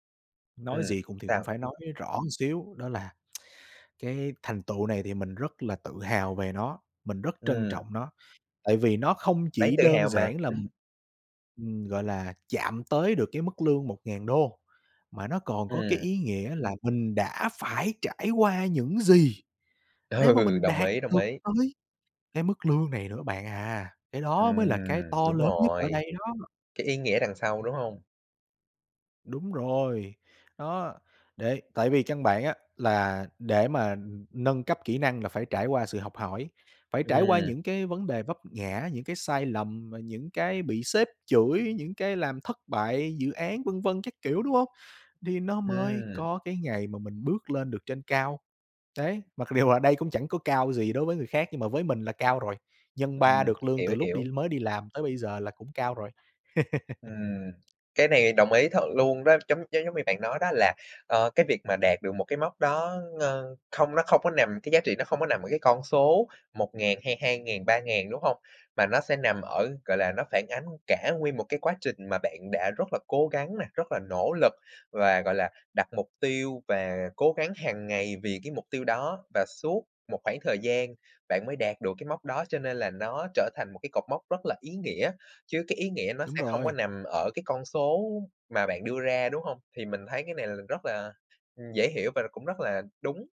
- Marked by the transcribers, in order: other background noise; "một" said as "ờn"; tsk; other noise; laughing while speaking: "Ừ"; tapping; laugh
- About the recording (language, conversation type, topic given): Vietnamese, podcast, Bạn có thể kể về một thành tựu âm thầm mà bạn rất trân trọng không?